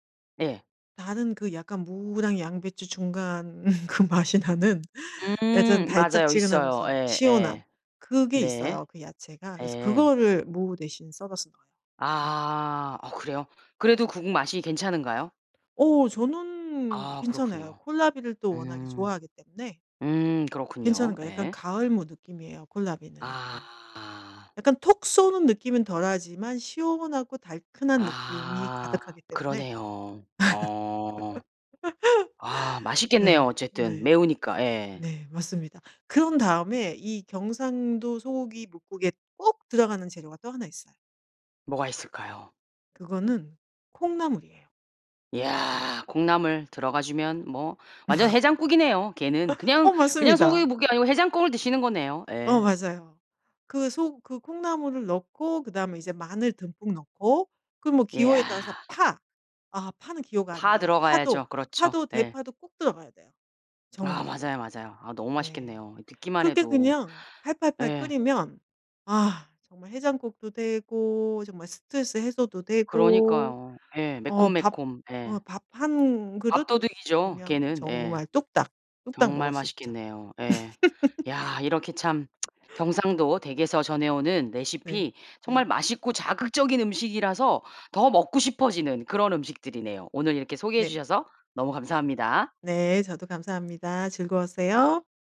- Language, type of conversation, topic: Korean, podcast, 가족에게서 대대로 전해 내려온 음식이나 조리법이 있으신가요?
- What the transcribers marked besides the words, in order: laugh; laughing while speaking: "그 맛이 나는"; other background noise; laugh; laugh; tsk; laugh; "즐거웠어요" said as "즐거웠세요"